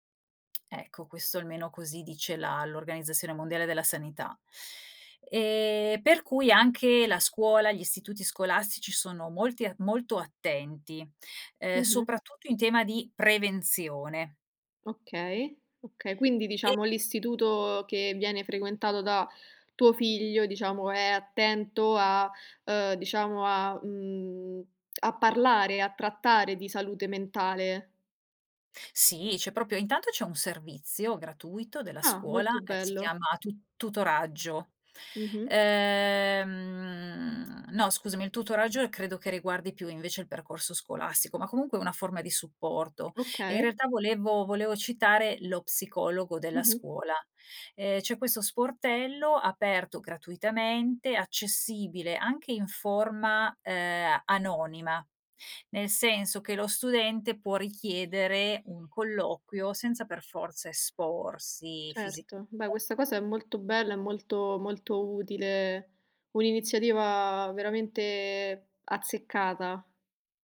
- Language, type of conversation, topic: Italian, podcast, Come sostenete la salute mentale dei ragazzi a casa?
- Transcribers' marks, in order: tapping; other background noise; "proprio" said as "propio"; drawn out: "Ehm"